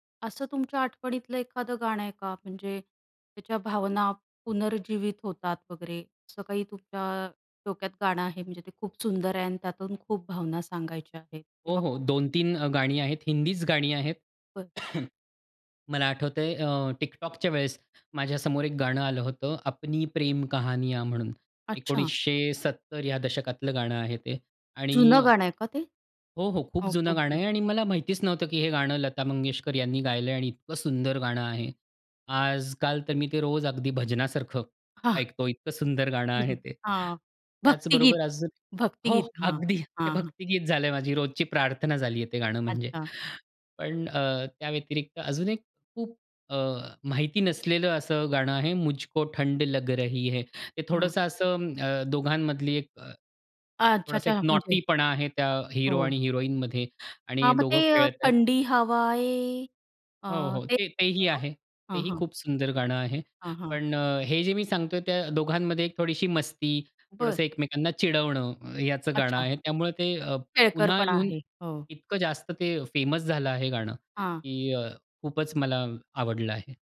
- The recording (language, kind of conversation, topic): Marathi, podcast, काही जुनी गाणी पुन्हा लोकप्रिय का होतात, असं तुम्हाला का वाटतं?
- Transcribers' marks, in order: tapping; cough; in English: "नॉटीपणा"; singing: "थंडी हवाये"; unintelligible speech; in English: "फेमस"